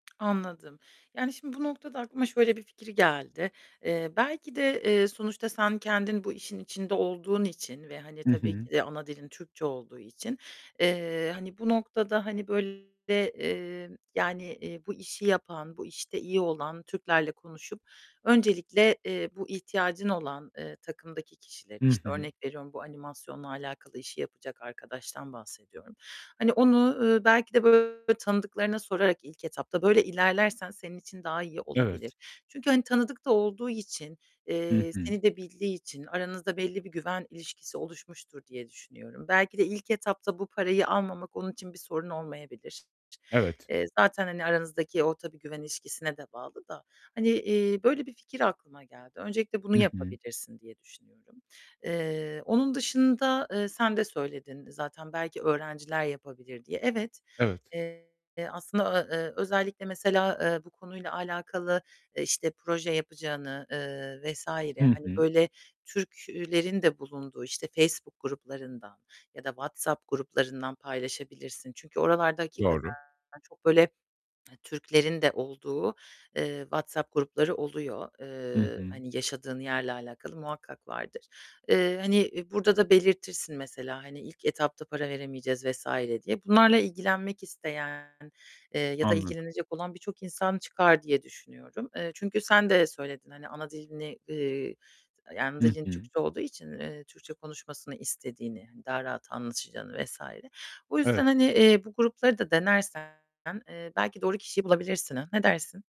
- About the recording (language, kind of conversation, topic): Turkish, advice, Yeni bir startup için etkili bir ekip nasıl kurulur ve motive edilir?
- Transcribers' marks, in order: lip smack; other background noise; distorted speech